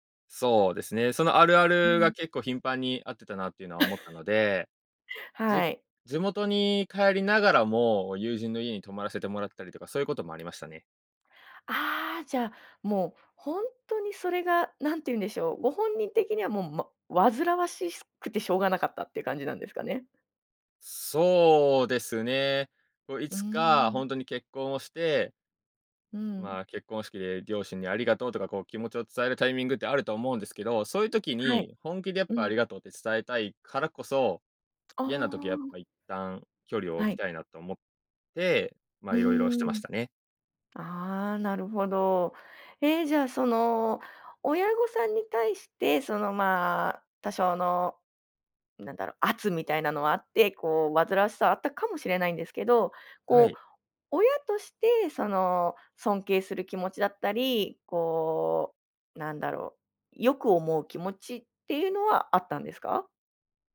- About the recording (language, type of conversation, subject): Japanese, podcast, 親と距離を置いたほうがいいと感じたとき、どうしますか？
- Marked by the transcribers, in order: laugh; stressed: "圧"